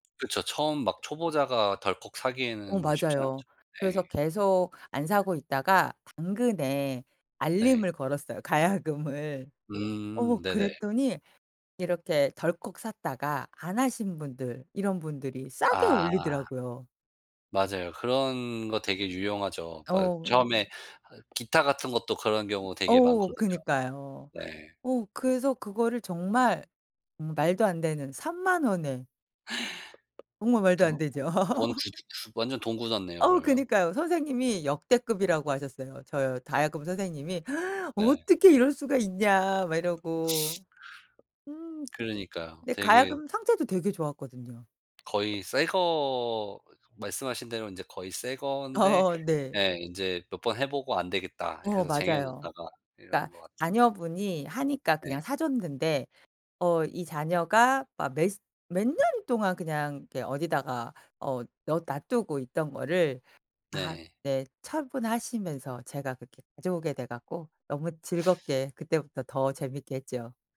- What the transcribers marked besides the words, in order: other background noise; laughing while speaking: "가야금을"; tapping; gasp; laugh; gasp; sniff; laughing while speaking: "어"
- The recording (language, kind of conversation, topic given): Korean, podcast, 그 취미는 어떻게 시작하게 되셨어요?